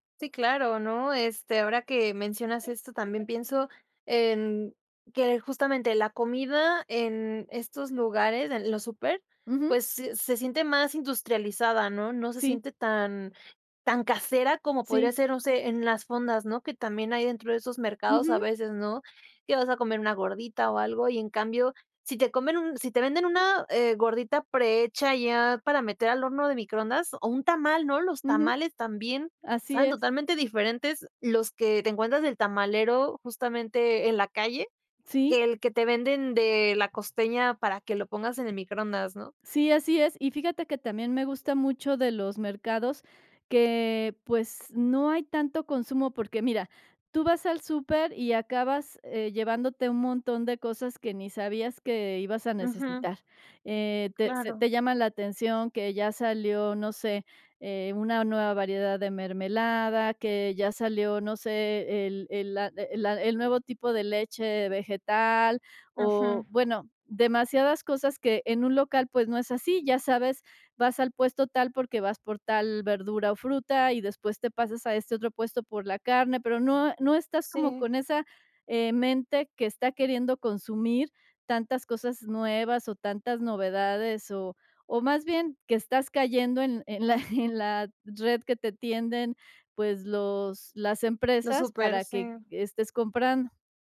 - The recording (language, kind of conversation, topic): Spanish, podcast, ¿Qué papel juegan los mercados locales en una vida simple y natural?
- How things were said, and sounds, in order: laughing while speaking: "en la"